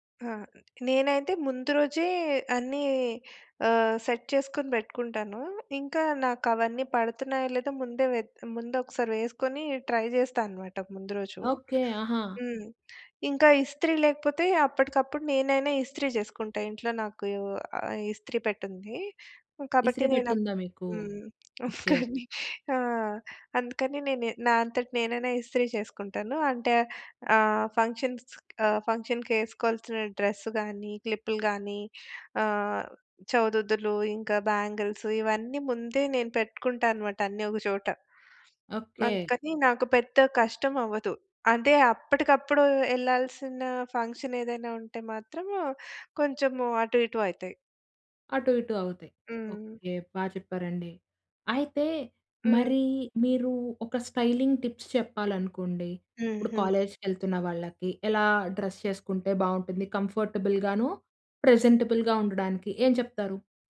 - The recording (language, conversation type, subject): Telugu, podcast, మీ గార్డ్రోబ్‌లో ఎప్పుడూ ఉండాల్సిన వస్తువు ఏది?
- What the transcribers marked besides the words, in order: in English: "సెట్"; in English: "ట్రై"; giggle; in English: "ఫంక్షన్స్ ఆహ్, ఫంక్షన్‌కి"; in English: "డ్రెస్"; in English: "బ్యాంగిల్స్"; in English: "ఫంక్షన్"; in English: "స్టైలింగ్ టిప్స్"; in English: "కాలేజ్‌కి"; in English: "డ్రెస్"; in English: "కంఫర్టబుల్‌గాను, ప్రెజెంటబుల్‌గా"